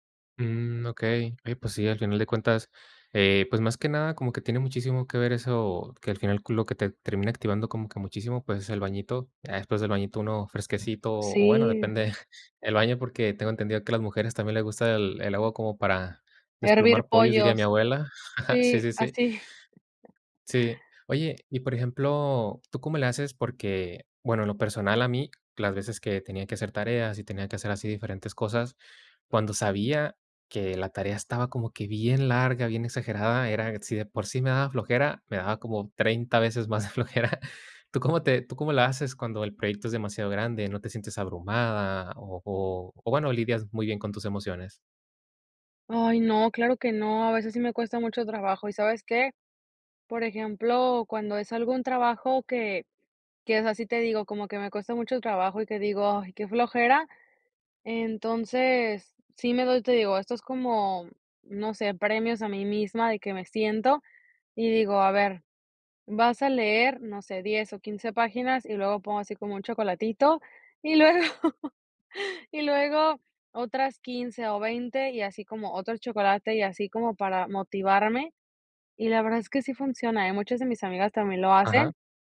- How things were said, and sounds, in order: giggle; chuckle; giggle; tapping; chuckle; laugh
- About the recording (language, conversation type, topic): Spanish, podcast, ¿Cómo evitas procrastinar cuando tienes que producir?
- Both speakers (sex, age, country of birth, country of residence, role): female, 30-34, Mexico, United States, guest; male, 25-29, Mexico, Mexico, host